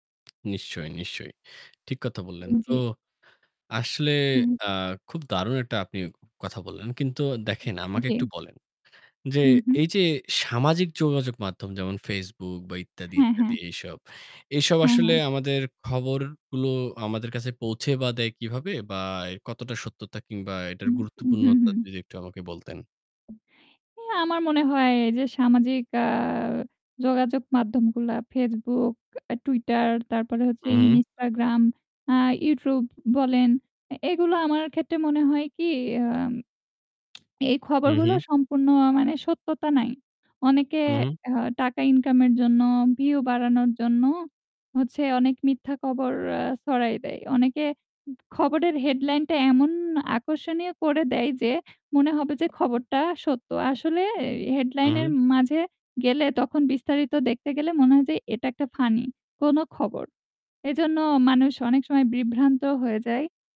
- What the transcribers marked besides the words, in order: tapping; static; lip smack
- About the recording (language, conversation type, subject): Bengali, unstructured, খবরের মাধ্যমে সামাজিক সচেতনতা কতটা বাড়ানো সম্ভব?